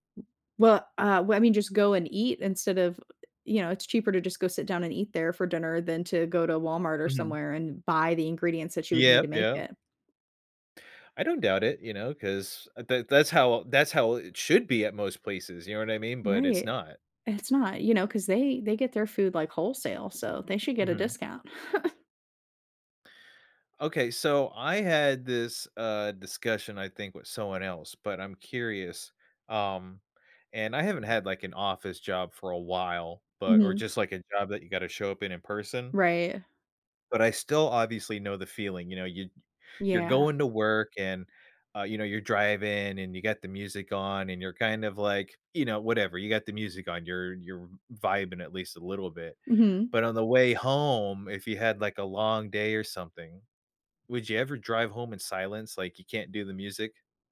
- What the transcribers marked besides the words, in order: other background noise; other noise; tapping; chuckle
- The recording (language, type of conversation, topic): English, unstructured, What small rituals can I use to reset after a stressful day?